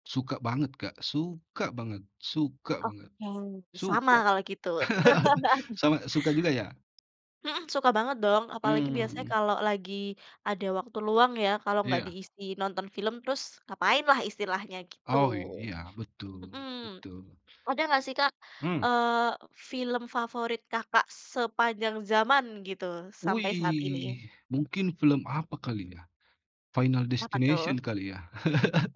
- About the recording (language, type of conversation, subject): Indonesian, unstructured, Apa film terakhir yang membuat kamu terkejut?
- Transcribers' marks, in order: laugh; laugh